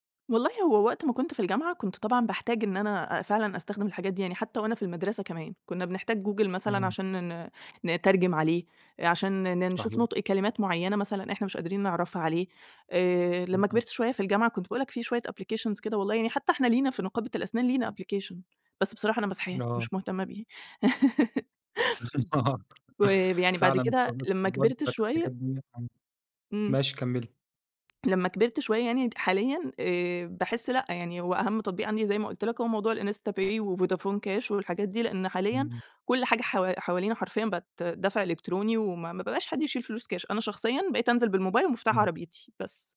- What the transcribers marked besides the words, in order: tapping; in English: "application"; in English: "application"; laugh; laughing while speaking: "آه"; other background noise
- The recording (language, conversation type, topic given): Arabic, podcast, إيه التطبيق اللي ما تقدرش تستغنى عنه وليه؟